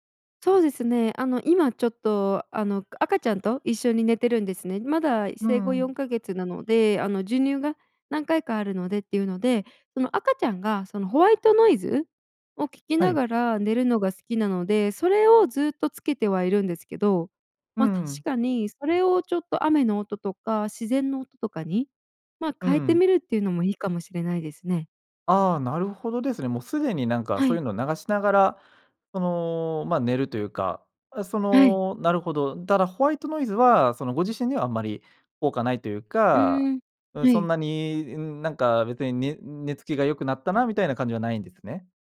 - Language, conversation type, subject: Japanese, advice, 布団に入ってから寝つけずに長時間ゴロゴロしてしまうのはなぜですか？
- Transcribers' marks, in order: none